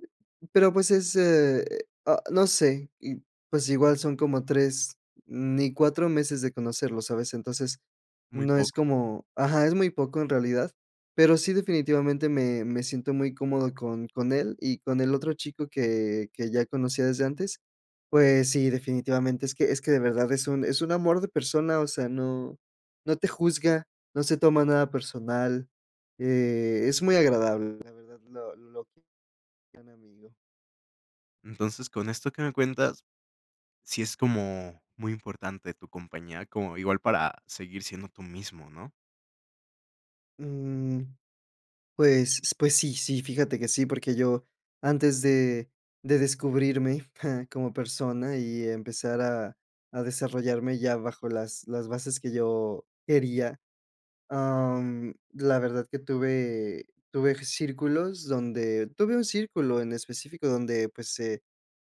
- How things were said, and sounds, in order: chuckle
- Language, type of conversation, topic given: Spanish, podcast, ¿Qué parte de tu trabajo te hace sentir más tú mismo?